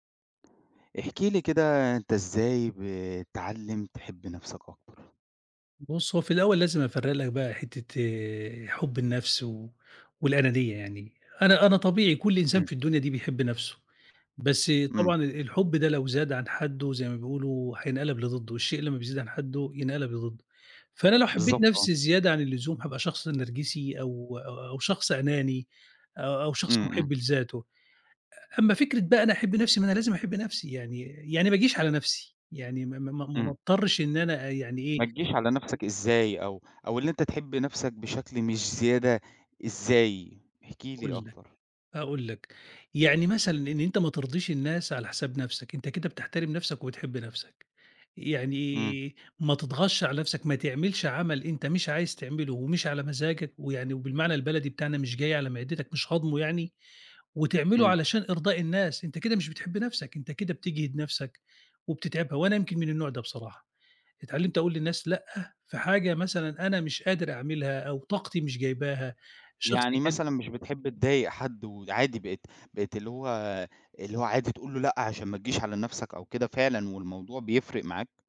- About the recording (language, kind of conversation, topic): Arabic, podcast, إزاي أتعلم أحب نفسي أكتر؟
- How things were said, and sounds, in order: tapping; other background noise